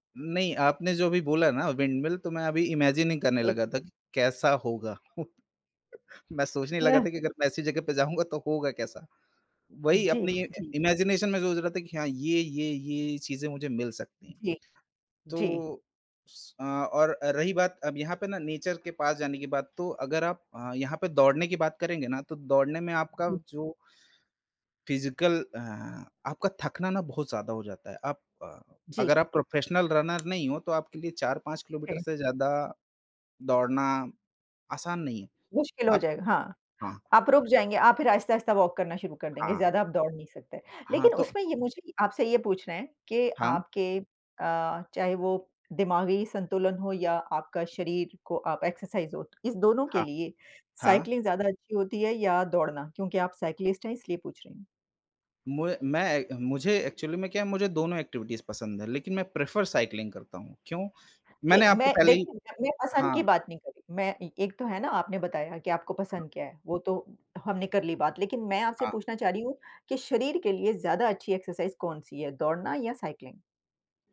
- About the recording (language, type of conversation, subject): Hindi, unstructured, आपकी राय में साइकिल चलाना और दौड़ना—इनमें से अधिक रोमांचक क्या है?
- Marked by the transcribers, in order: in English: "विंडमिल"; in English: "इमेजिन"; chuckle; in English: "इमेजिनेशन"; in English: "नेचर"; other background noise; in English: "फिजिकल"; in English: "प्रोफेशनल रनर"; tapping; in English: "वॉक"; in English: "एक्सरसाइज़"; in English: "साइक्लिंग"; in English: "साइक्लिस्ट"; in English: "एक्चुअली"; in English: "एक्टिविटीज़"; in English: "प्रेफर साइक्लिंग"; in English: "एक्सरसाइज़"; in English: "साइक्लिंग?"